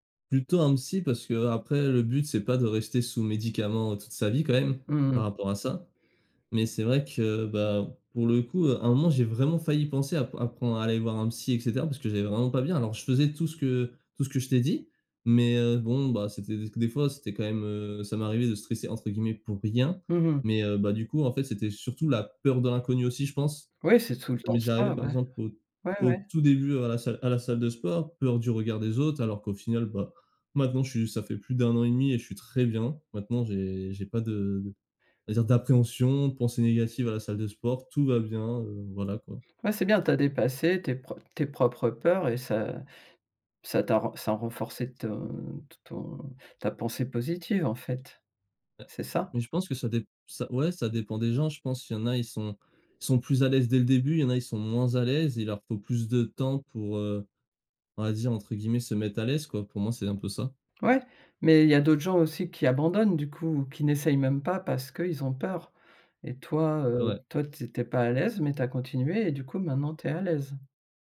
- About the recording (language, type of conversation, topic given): French, podcast, Comment gères-tu les pensées négatives au quotidien ?
- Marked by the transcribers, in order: none